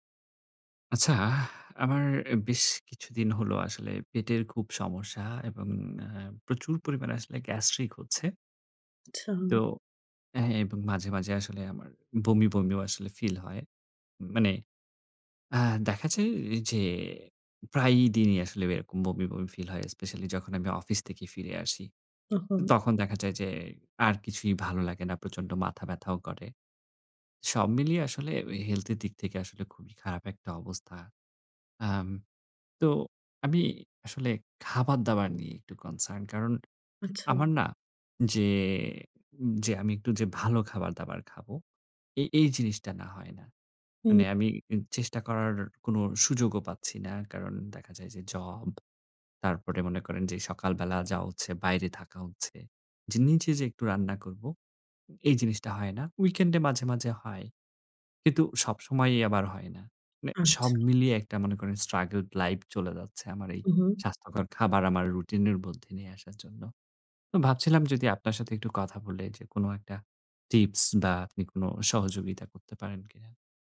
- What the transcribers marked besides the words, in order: tapping; in English: "concerned"; in English: "weekend"; in English: "struggled life"
- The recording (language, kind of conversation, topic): Bengali, advice, অস্বাস্থ্যকর খাবার ছেড়ে কীভাবে স্বাস্থ্যকর খাওয়ার অভ্যাস গড়ে তুলতে পারি?